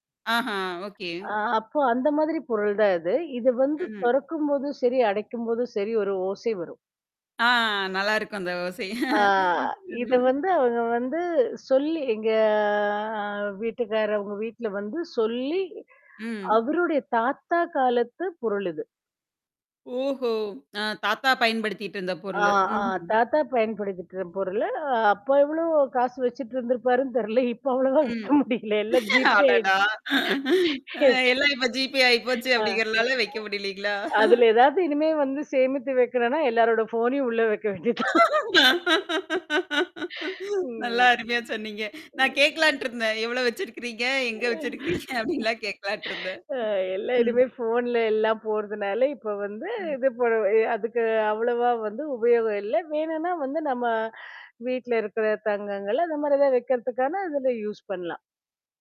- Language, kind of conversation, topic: Tamil, podcast, உங்கள் வீட்டுக்கு தனிச்சிறப்பு தரும் ஒரு சின்னப் பொருள் எது?
- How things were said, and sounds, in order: chuckle; drawn out: "எங்க"; other noise; laughing while speaking: "அடடா! எல்லாம் இப்ப ஜிபே ஆயிப்போச்சு அப்பிடிங்கிறனால வைக்க முடியலேங்களா!"; chuckle; laughing while speaking: "நல்லா அருமையா சொன்னீங்க. நான் கேட்கலான்ட்டுருந்தேன். எவ்ளோ வச்சிருக்கிறீங்க? எங்க வச்சிருக்கிறீங்க? அப்பிடின்லாம் கேட்கலான்ட்டுருந்தேன். ம்"; laugh; chuckle; in English: "யூஸ்"